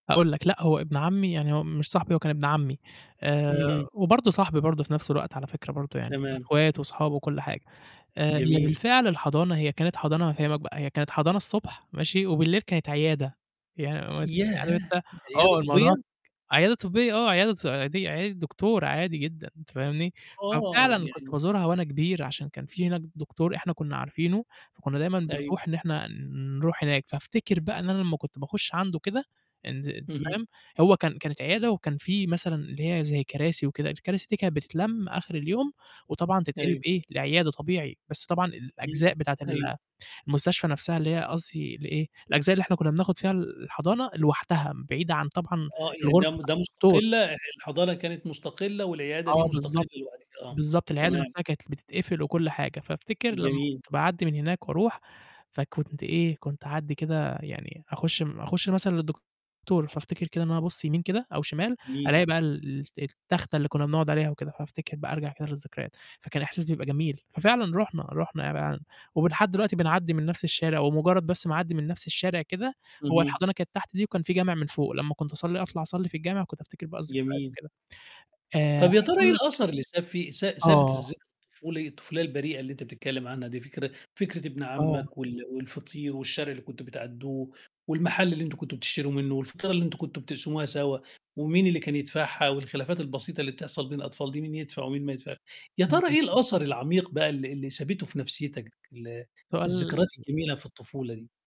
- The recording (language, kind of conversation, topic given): Arabic, podcast, إيه الذكرى اللي من طفولتك ولسه مأثرة فيك، وإيه اللي حصل فيها؟
- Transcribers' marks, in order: other background noise; unintelligible speech; unintelligible speech; distorted speech; unintelligible speech